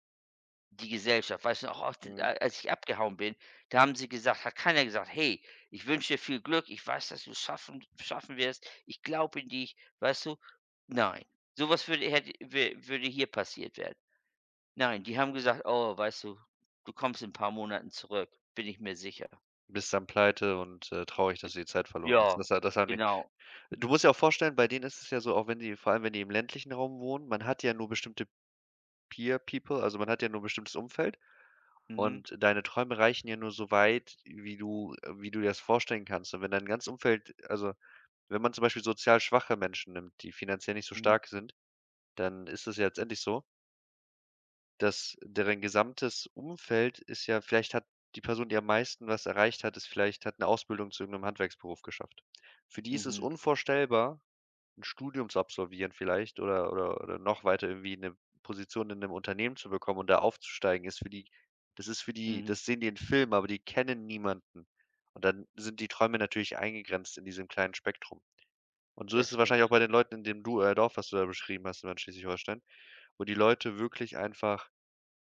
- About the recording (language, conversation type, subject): German, unstructured, Was motiviert dich, deine Träume zu verfolgen?
- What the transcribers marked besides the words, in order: in English: "Peer People"